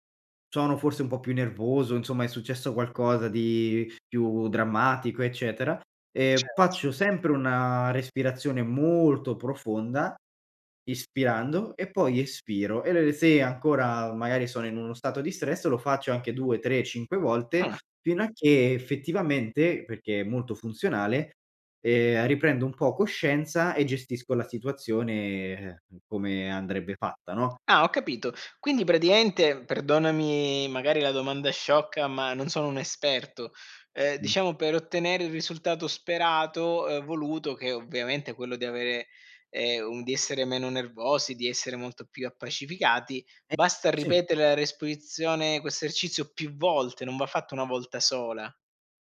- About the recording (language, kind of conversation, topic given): Italian, podcast, Come usi la respirazione per calmarti?
- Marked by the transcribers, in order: other background noise; drawn out: "molto"; "perché" said as "peché"; tapping; "praticamente" said as "praticaente"; "respirazione" said as "resprizione"; "quest'esercizio" said as "ercizio"